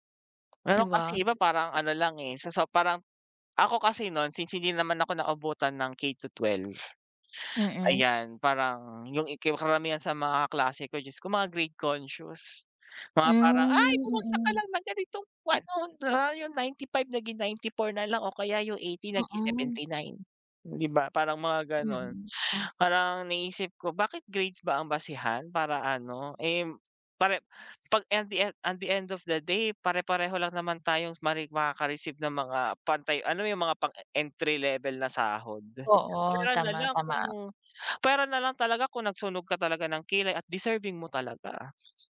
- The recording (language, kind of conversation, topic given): Filipino, unstructured, Ano ang palagay mo tungkol sa paggamit ng teknolohiya sa pag-aaral?
- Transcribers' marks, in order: tapping; wind; snort; in English: "grade conscious"; gasp; in English: "at the end of the day"